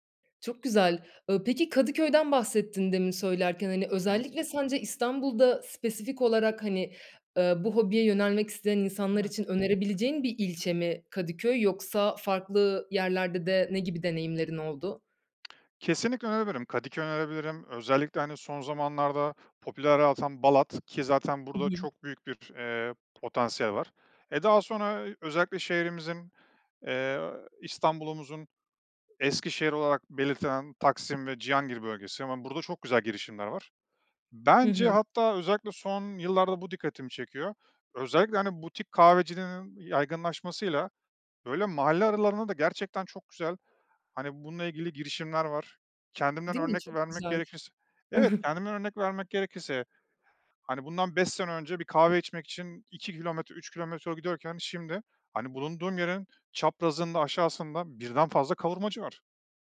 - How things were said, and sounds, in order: tapping; chuckle
- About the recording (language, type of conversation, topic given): Turkish, podcast, Bu yaratıcı hobinle ilk ne zaman ve nasıl tanıştın?